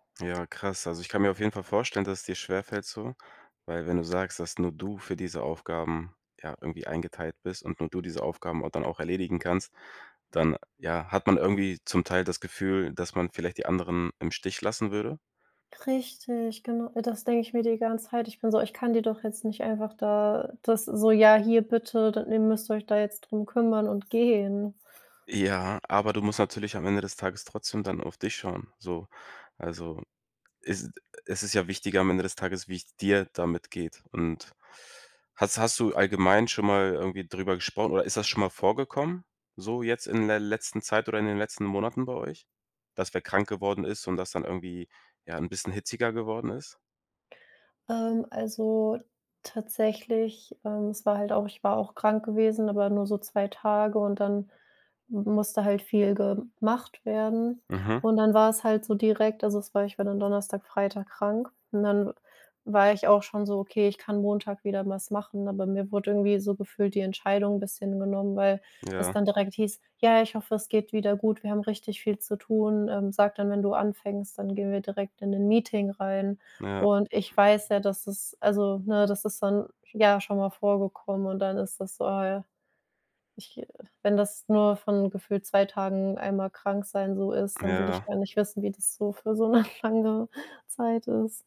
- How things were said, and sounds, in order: other noise; stressed: "Richtig"; other background noise; stressed: "dir"; laughing while speaking: "lange"
- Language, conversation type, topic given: German, advice, Wie führe ich ein schwieriges Gespräch mit meinem Chef?